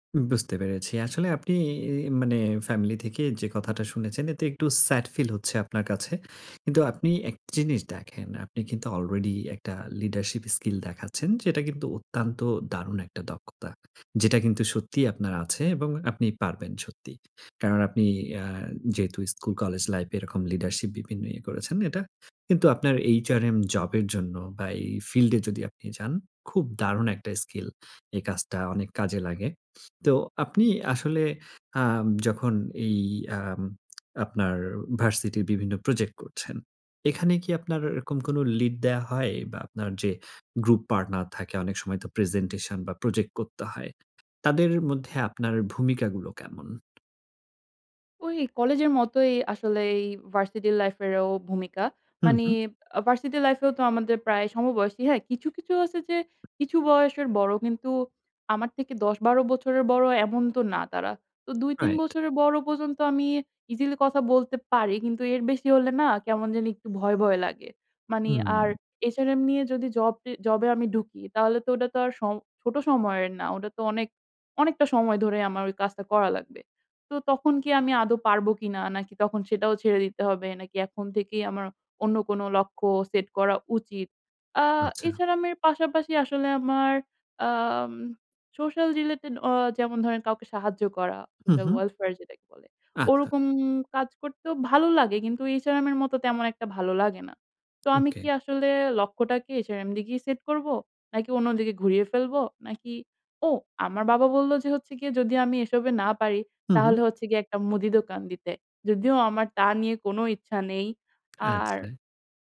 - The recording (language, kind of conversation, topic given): Bengali, advice, আমি কীভাবে সঠিকভাবে লক্ষ্য নির্ধারণ করতে পারি?
- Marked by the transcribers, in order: in English: "স্যাড ফিল"; in English: "লিডারশিপ স্কিল"; "বিভিন্ন" said as "বিপিন"; lip smack; other background noise; tapping; "পর্যন্ত" said as "পজন্ত"; "লক্ষ্য" said as "লক্ক"; in English: "সোশ্যাল রিলেটেড"; in English: "সোশ্যাল ওয়েলফেয়ার"; lip smack; lip smack